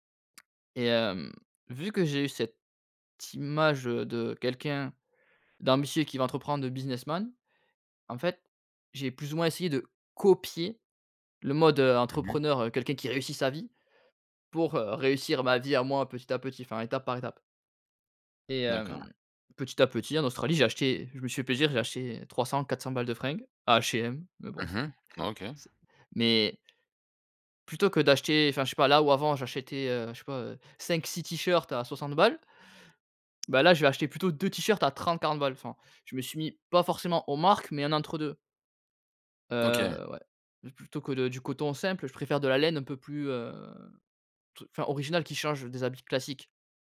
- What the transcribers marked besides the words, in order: stressed: "copier"; chuckle
- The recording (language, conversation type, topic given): French, podcast, Quel rôle la confiance joue-t-elle dans ton style personnel ?